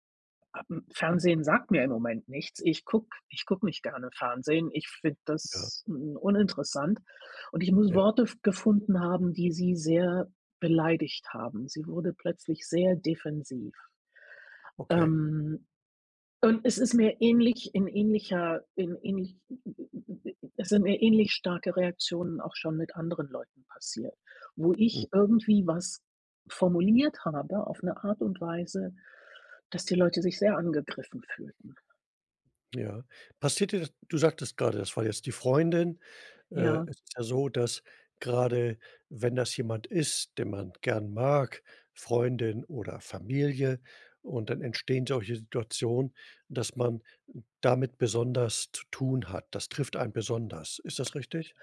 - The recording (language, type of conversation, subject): German, advice, Wie gehst du damit um, wenn du wiederholt Kritik an deiner Persönlichkeit bekommst und deshalb an dir zweifelst?
- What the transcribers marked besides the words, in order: unintelligible speech; other noise; other background noise